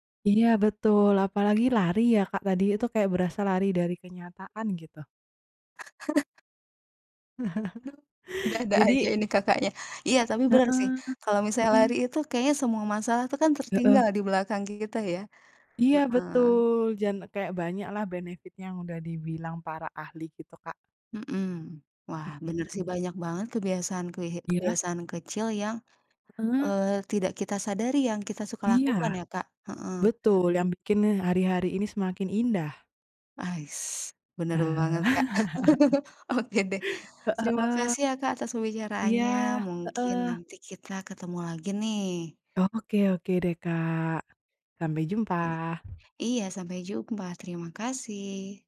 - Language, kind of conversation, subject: Indonesian, unstructured, Kebiasaan kecil apa yang membantu kamu tetap semangat?
- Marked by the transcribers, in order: chuckle; laughing while speaking: "ada-ada"; tapping; in English: "benefit"; other background noise; laugh; laughing while speaking: "Oke deh"; laugh